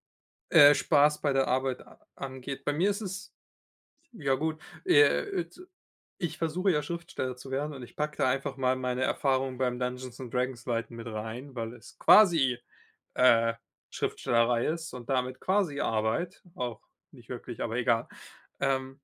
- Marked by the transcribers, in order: unintelligible speech; stressed: "quasi"
- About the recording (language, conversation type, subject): German, unstructured, Was bringt dich bei der Arbeit zum Lachen?